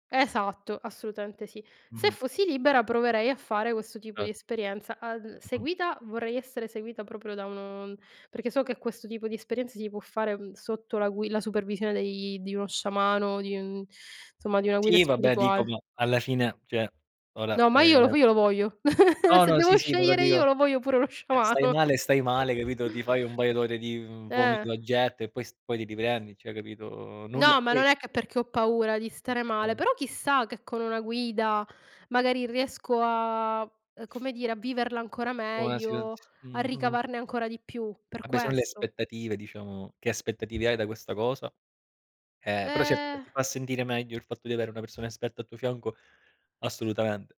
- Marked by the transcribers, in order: drawn out: "uno"; "insomma" said as "nsomma"; tapping; "cioè" said as "ceh"; drawn out: "ehm"; giggle; "male" said as "nale"; laughing while speaking: "lo sciamano"; other background noise; drawn out: "a"; drawn out: "meglio"; drawn out: "Ehm"
- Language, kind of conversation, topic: Italian, unstructured, Se potessi avere un giorno di libertà totale, quali esperienze cercheresti?
- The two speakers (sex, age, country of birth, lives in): female, 35-39, Italy, Italy; male, 30-34, Italy, Italy